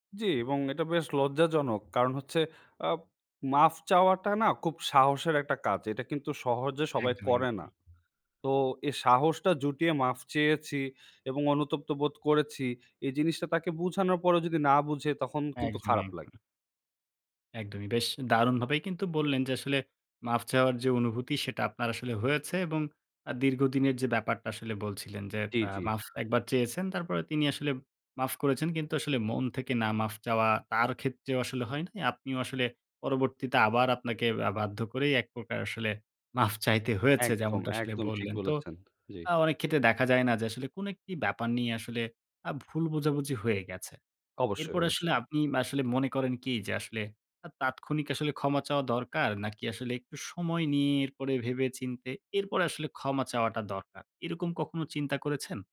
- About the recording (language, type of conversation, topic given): Bengali, podcast, কখন ক্ষমা চাওয়া সবচেয়ে উপযুক্ত?
- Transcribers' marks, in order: none